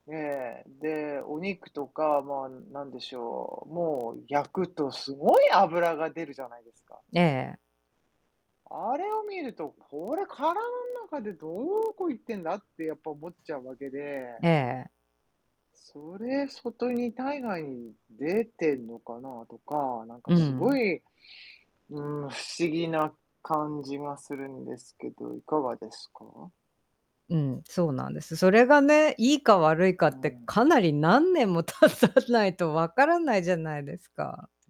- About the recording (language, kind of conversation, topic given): Japanese, unstructured, 健康的な食生活を維持するために、普段どのようなことを心がけていますか？
- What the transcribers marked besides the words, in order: distorted speech; static; laughing while speaking: "経たないと"